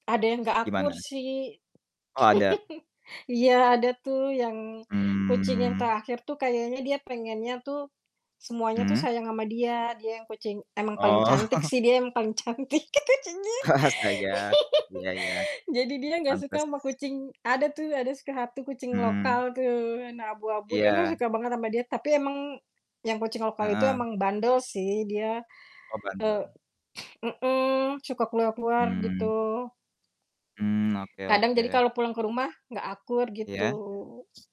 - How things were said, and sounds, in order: static; laugh; drawn out: "Mmm"; chuckle; laughing while speaking: "cantik, gitu jadi"; laughing while speaking: "Astaga"; giggle; mechanical hum; sneeze; other background noise
- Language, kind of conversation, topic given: Indonesian, unstructured, Kebiasaan lucu apa yang pernah kamu lihat dari hewan peliharaan?